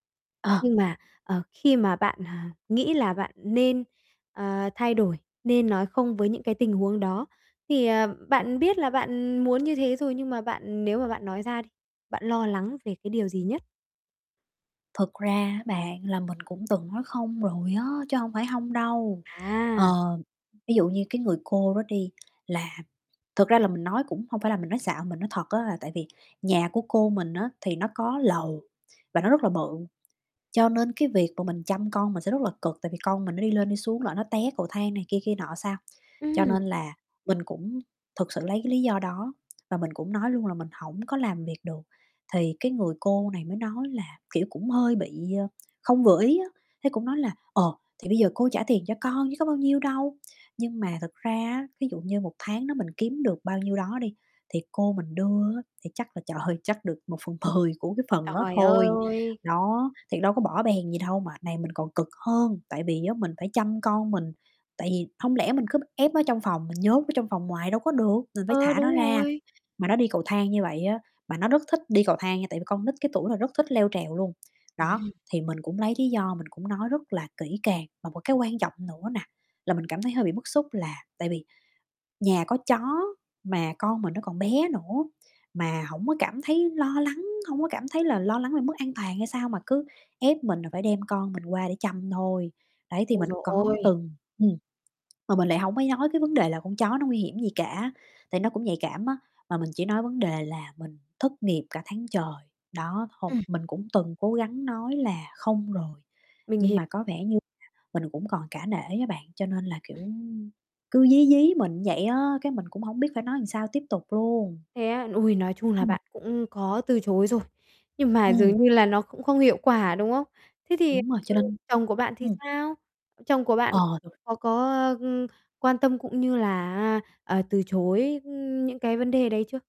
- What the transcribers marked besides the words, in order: tapping; other background noise; laughing while speaking: "trời ơi"; laughing while speaking: "một phần mười"; distorted speech; other noise
- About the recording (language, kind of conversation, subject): Vietnamese, advice, Làm sao để tôi nói “không” một cách dứt khoát mà không cảm thấy tội lỗi?